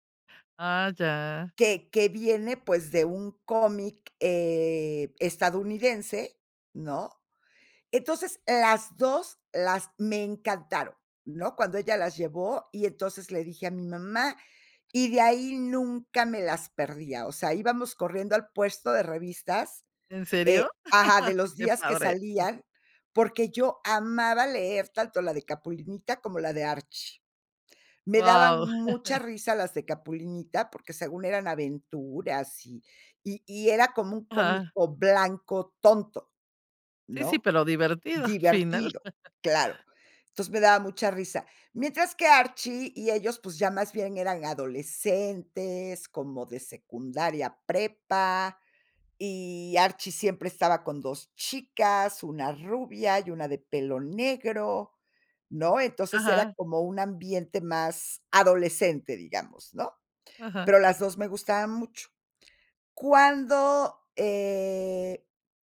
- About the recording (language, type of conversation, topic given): Spanish, podcast, ¿Qué objeto físico, como un casete o una revista, significó mucho para ti?
- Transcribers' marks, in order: chuckle; chuckle; chuckle